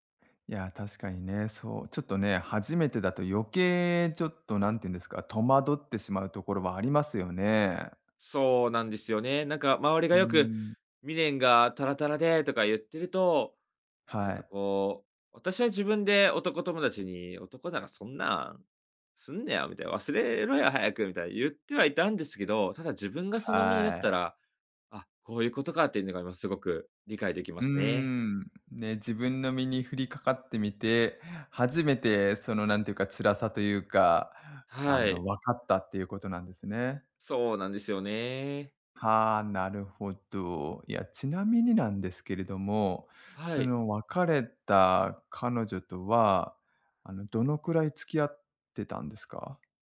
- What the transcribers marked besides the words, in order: none
- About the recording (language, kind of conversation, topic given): Japanese, advice, SNSで元パートナーの投稿を見てしまい、つらさが消えないのはなぜですか？